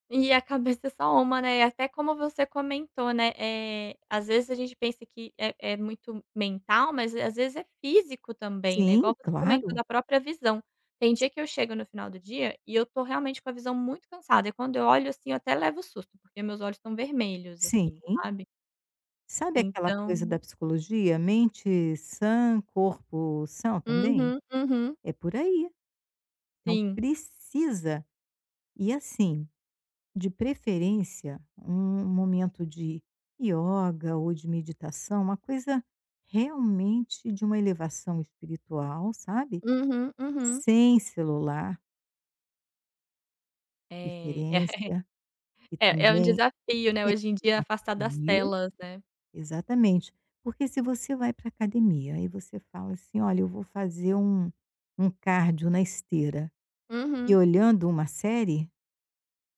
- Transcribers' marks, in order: chuckle
- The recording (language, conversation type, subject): Portuguese, advice, Como posso desligar do trabalho fora do horário?